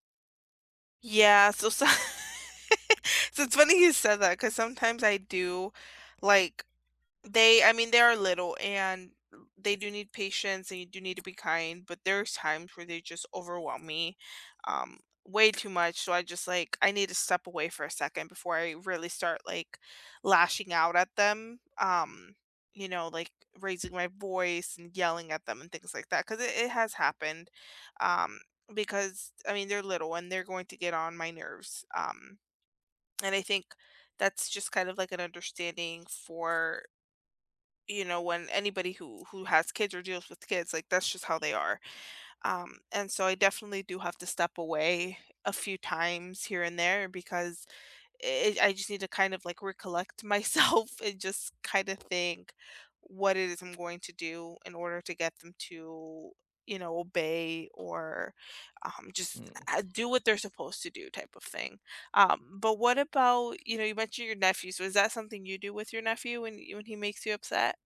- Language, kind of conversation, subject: English, unstructured, How do you navigate conflict without losing kindness?
- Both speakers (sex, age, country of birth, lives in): female, 25-29, United States, United States; male, 20-24, United States, United States
- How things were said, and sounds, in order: laughing while speaking: "so"; laugh; tapping; other background noise; alarm; laughing while speaking: "myself"